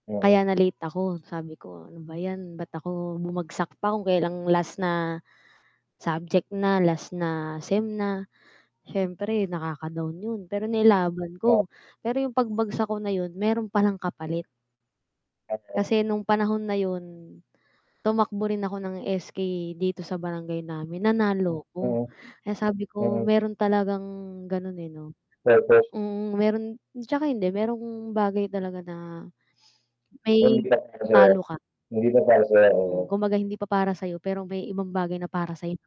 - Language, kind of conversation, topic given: Filipino, unstructured, Paano mo ipaliliwanag ang konsepto ng tagumpay sa isang simpleng usapan?
- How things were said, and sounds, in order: tapping; other background noise; unintelligible speech; unintelligible speech